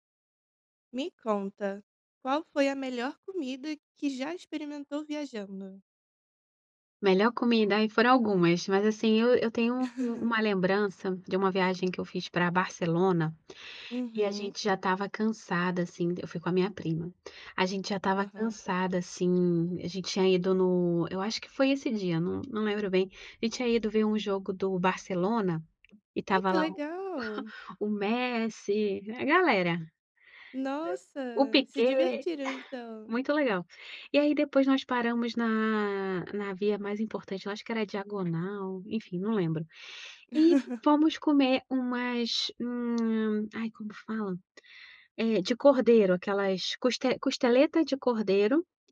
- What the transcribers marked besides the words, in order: laugh; chuckle; laugh
- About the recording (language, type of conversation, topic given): Portuguese, podcast, Qual foi a melhor comida que você experimentou viajando?